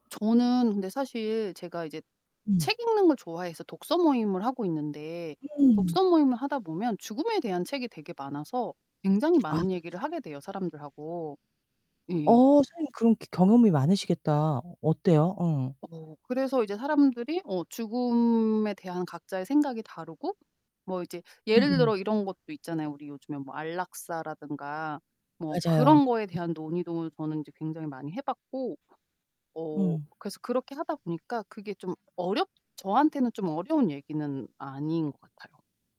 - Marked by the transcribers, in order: other background noise; distorted speech; static
- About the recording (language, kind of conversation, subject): Korean, unstructured, 죽음에 대해 이야기하는 것이 왜 어려울까요?